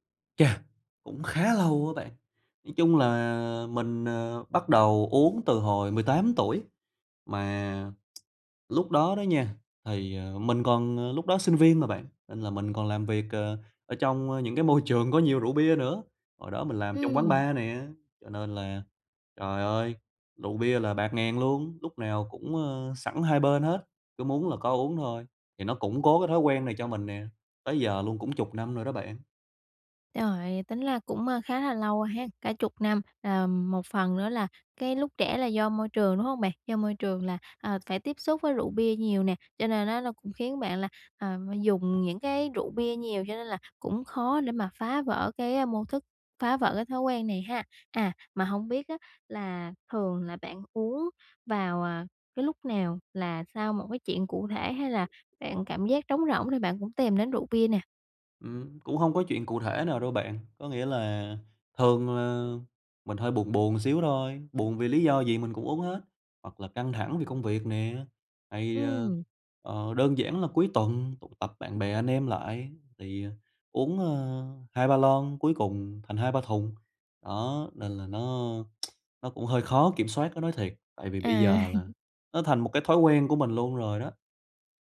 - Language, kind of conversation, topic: Vietnamese, advice, Làm sao để phá vỡ những mô thức tiêu cực lặp đi lặp lại?
- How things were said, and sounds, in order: unintelligible speech; tapping; other background noise; tsk; chuckle